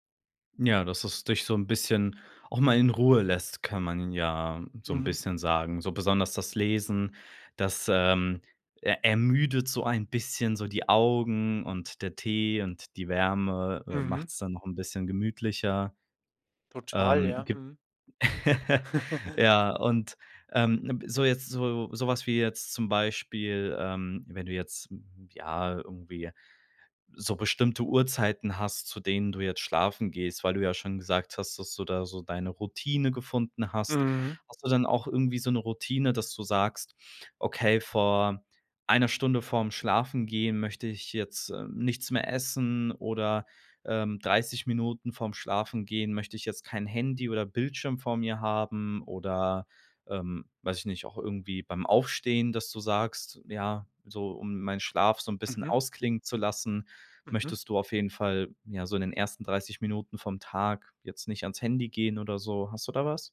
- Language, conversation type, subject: German, podcast, Wie schaltest du beim Schlafen digital ab?
- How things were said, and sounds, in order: laugh; chuckle